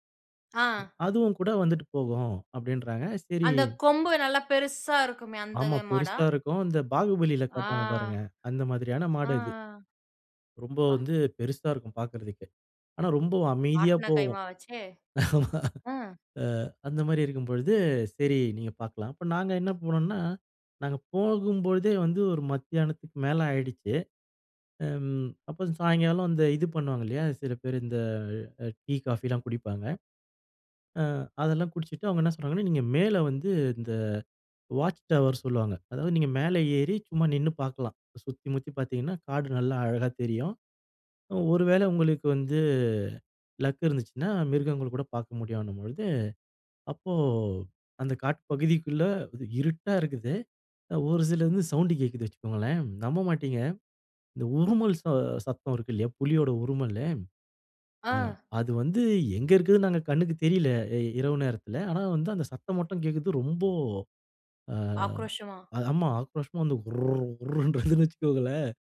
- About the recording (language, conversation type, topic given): Tamil, podcast, காட்டில் உங்களுக்கு ஏற்பட்ட எந்த அனுபவம் உங்களை மனதார ஆழமாக உலுக்கியது?
- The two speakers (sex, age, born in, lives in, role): female, 20-24, India, India, host; male, 40-44, India, India, guest
- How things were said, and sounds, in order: other background noise; laugh; in English: "வாட்ச் டவர்"; chuckle